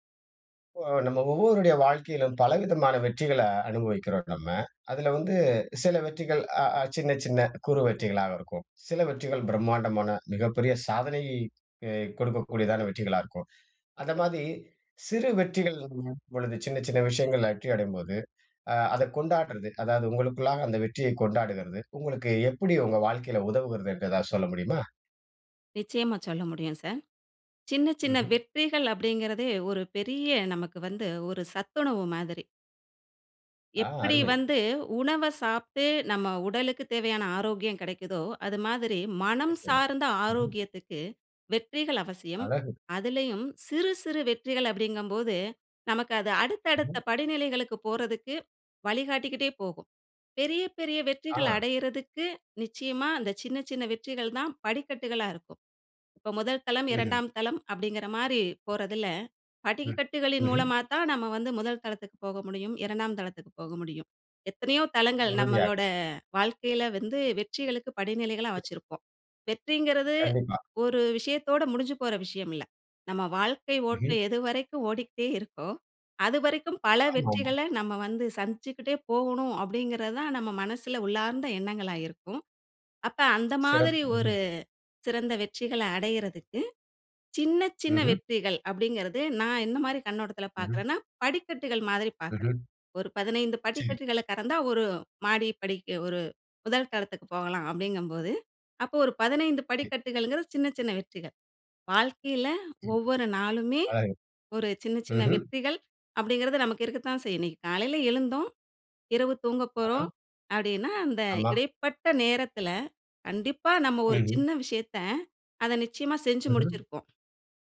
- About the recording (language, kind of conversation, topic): Tamil, podcast, சிறு வெற்றிகளை கொண்டாடுவது உங்களுக்கு எப்படி உதவுகிறது?
- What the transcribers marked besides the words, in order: other background noise; other noise; laughing while speaking: "ஓடிகிட்டே இருக்கோ"